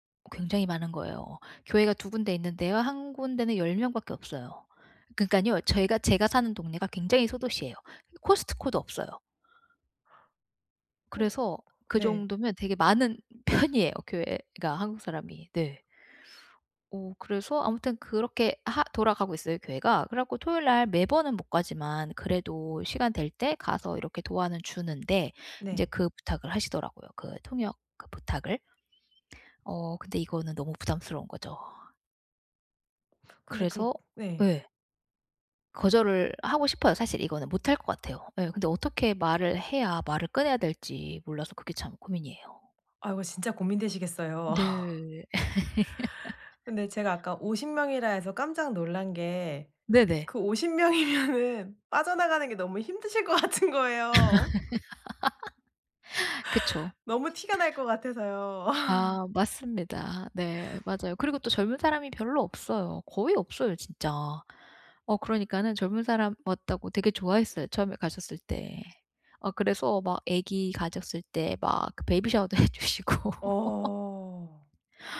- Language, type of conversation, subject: Korean, advice, 과도한 요청을 정중히 거절하려면 어떻게 말하고 어떤 태도를 취하는 것이 좋을까요?
- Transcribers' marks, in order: other background noise; tapping; laughing while speaking: "편이에요"; bird; laugh; laughing while speaking: "오십 명이면은"; laughing while speaking: "힘드실 것 같은 거예요"; laugh; laugh; in English: "베이비 샤워도"; laughing while speaking: "해 주시고"; laugh